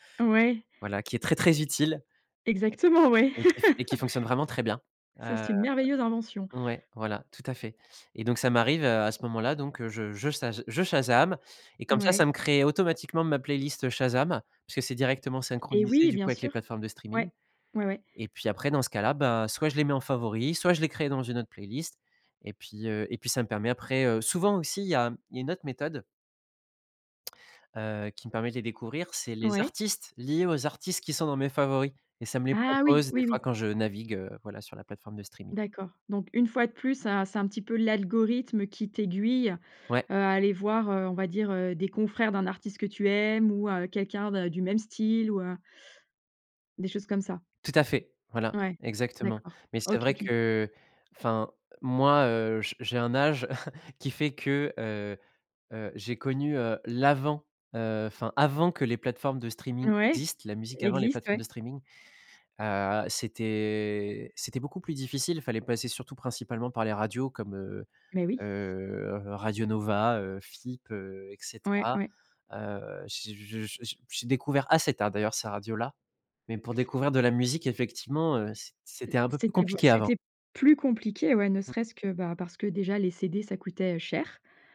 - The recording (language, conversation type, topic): French, podcast, Comment trouvez-vous de nouvelles musiques en ce moment ?
- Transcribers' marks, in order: laughing while speaking: "ouais"; laugh; chuckle; stressed: "avant"; other background noise; tapping; drawn out: "heu"; stressed: "plus"